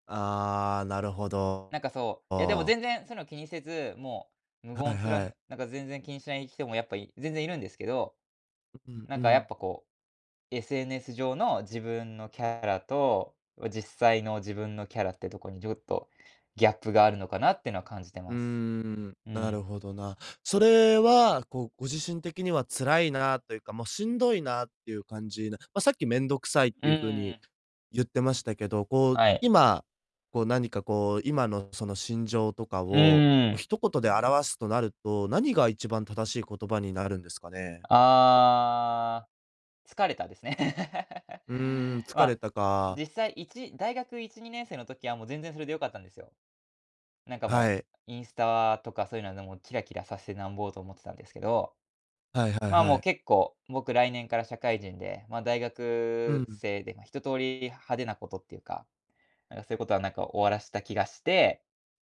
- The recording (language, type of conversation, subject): Japanese, advice, SNSで見せる自分と実生活のギャップに疲れているのはなぜですか？
- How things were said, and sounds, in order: laugh